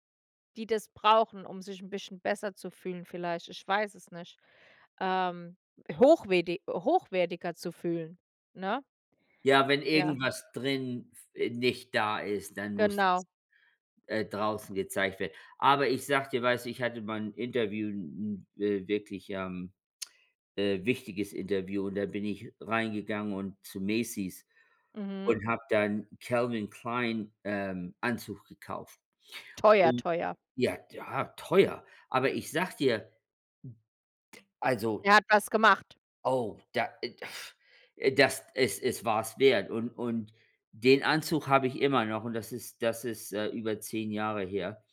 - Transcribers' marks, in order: put-on voice: "Calvin Klein"
- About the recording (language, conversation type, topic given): German, unstructured, Wie würdest du deinen Stil beschreiben?
- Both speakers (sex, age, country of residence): female, 35-39, United States; male, 55-59, United States